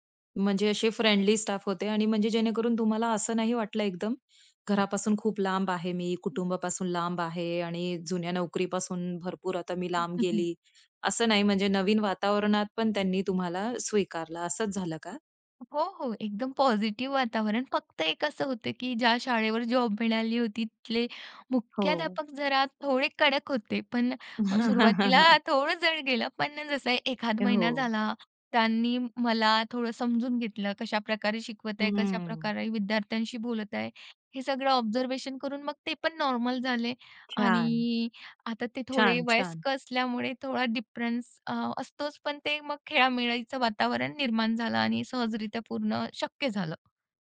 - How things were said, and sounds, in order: in English: "फ्रेंडली स्टाफ"; other noise; chuckle; chuckle; in English: "ऑब्झर्वेशन"
- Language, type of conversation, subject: Marathi, podcast, अचानक मिळालेल्या संधीने तुमचं करिअर कसं बदललं?